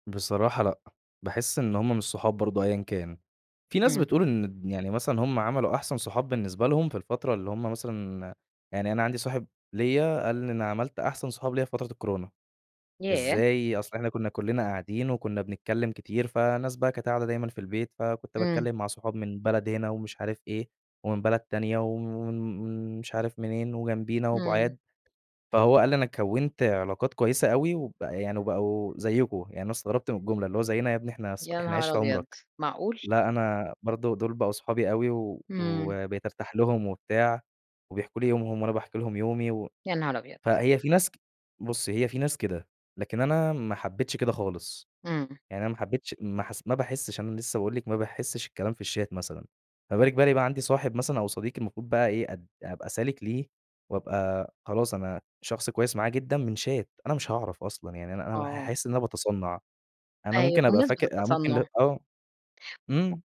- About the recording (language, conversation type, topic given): Arabic, podcast, إيه رأيك في تأثير السوشيال ميديا على العلاقات؟
- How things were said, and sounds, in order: in English: "الشات"; in English: "شات"